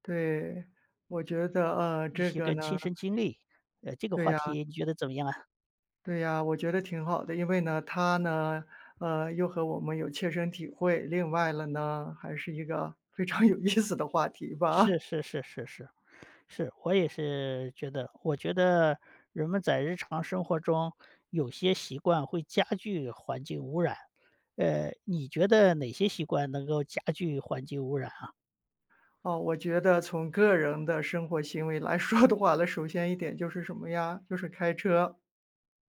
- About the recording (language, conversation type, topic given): Chinese, unstructured, 你认为环境污染最大的来源是什么？
- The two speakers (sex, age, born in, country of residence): female, 55-59, China, United States; male, 55-59, China, United States
- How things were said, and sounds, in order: laughing while speaking: "非常有意思的话题吧"; laughing while speaking: "说的话"